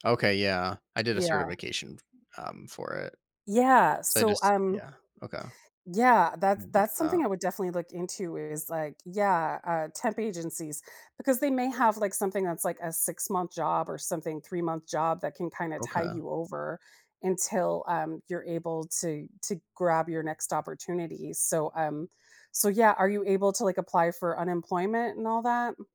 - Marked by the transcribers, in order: tapping
- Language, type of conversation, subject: English, advice, How can I reduce stress and manage debt when my finances feel uncertain?